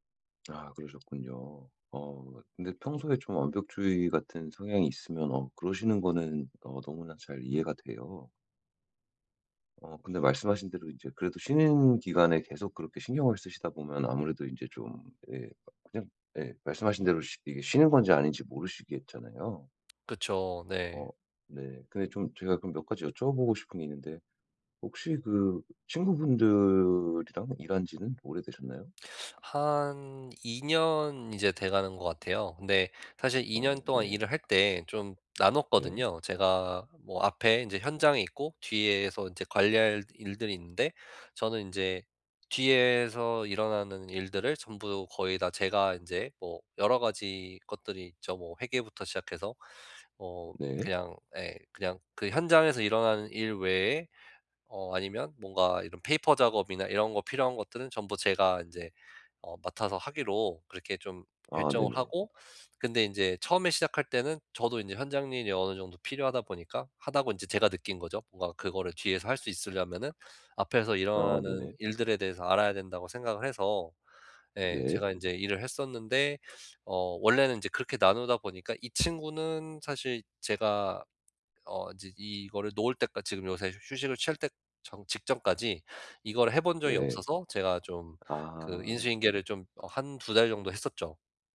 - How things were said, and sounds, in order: other background noise; tapping; in English: "페이퍼"
- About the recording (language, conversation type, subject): Korean, advice, 효과적으로 휴식을 취하려면 어떻게 해야 하나요?